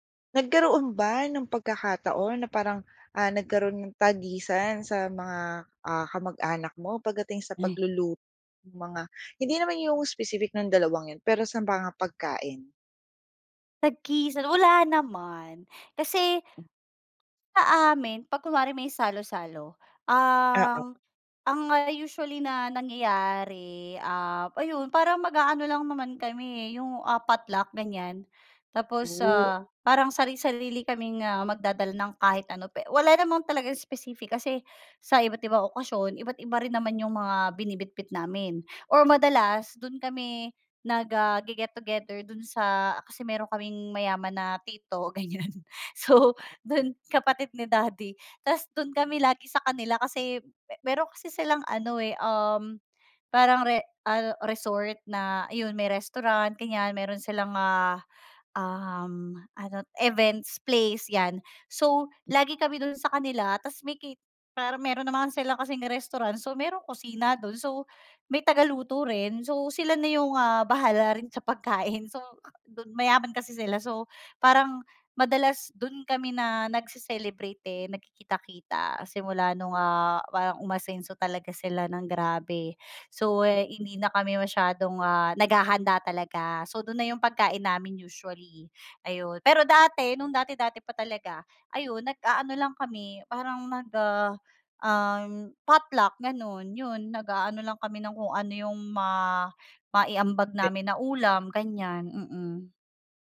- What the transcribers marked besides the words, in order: laughing while speaking: "ganyan so dun kapatid ni daddy"; laughing while speaking: "pagkain"
- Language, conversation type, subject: Filipino, podcast, Ano ang kuwento sa likod ng paborito mong ulam sa pamilya?
- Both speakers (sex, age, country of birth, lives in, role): female, 25-29, Philippines, Philippines, host; female, 35-39, Philippines, Philippines, guest